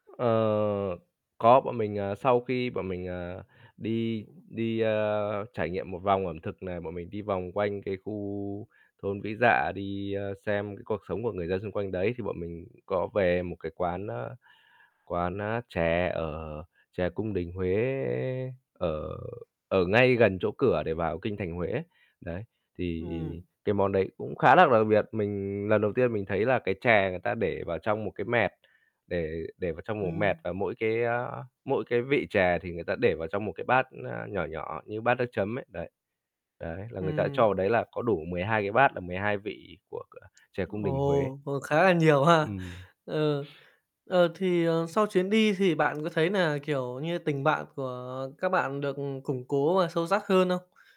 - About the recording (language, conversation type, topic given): Vietnamese, podcast, Bạn có thể kể về chuyến đi đáng nhớ nhất của bạn không?
- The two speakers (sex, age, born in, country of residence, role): male, 25-29, Vietnam, Japan, host; male, 25-29, Vietnam, Vietnam, guest
- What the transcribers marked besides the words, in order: distorted speech; other background noise; tapping